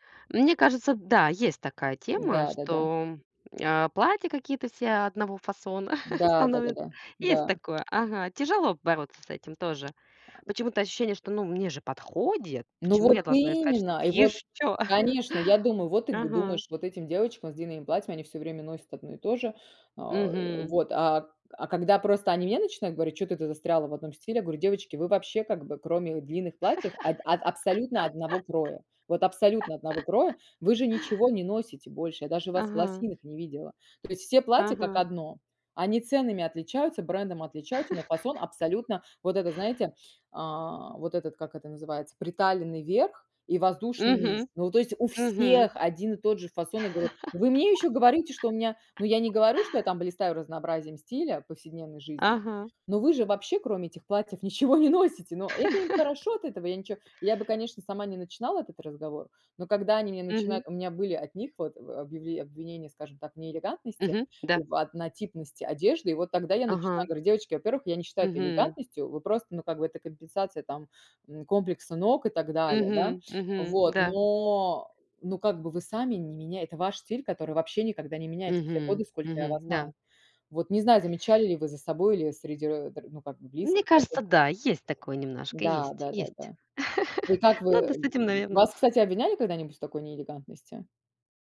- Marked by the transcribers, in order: lip smack; chuckle; tapping; grunt; other background noise; "ещё" said as "ешчё"; chuckle; laugh; laugh; stressed: "всех"; laugh; laughing while speaking: "ничего не носите"; laugh; chuckle
- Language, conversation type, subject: Russian, unstructured, Как одежда влияет на твое настроение?